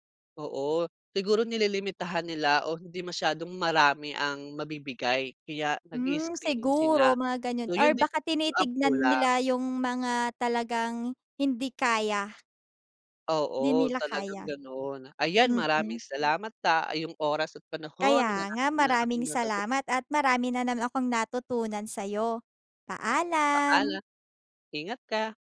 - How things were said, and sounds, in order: in English: "nag-i-is-screening"
- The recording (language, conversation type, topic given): Filipino, unstructured, Paano mo tinitingnan ang mga epekto ng mga likás na kalamidad?